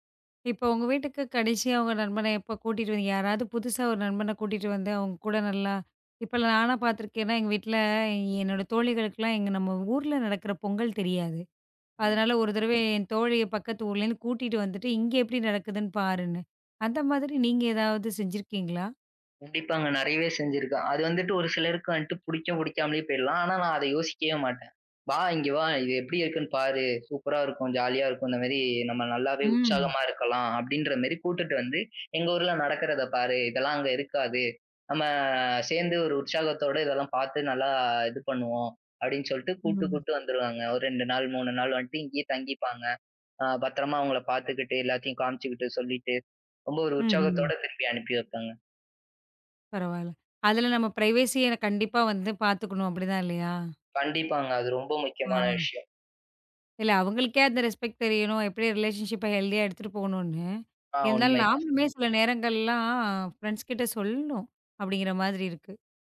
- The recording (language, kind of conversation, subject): Tamil, podcast, புதிய நண்பர்களுடன் நெருக்கத்தை நீங்கள் எப்படிப் உருவாக்குகிறீர்கள்?
- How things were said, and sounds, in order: "யாராவது" said as "யாராது"; "பார்த்திருக்கிறேன்" said as "பார்த்துருக்கேன்"; "ஏன்னா" said as "என்னா"; in another language: "சூப்பரா"; in another language: "ஜாலியா"; in another language: "ப்ரைவசிய"; in another language: "ரெஸ்பெக்ட்"; in another language: "ரெளடிவன் ஷிப்ப கெல்தியா"; other noise; in another language: "ஃபிரண்ட்ஸ்"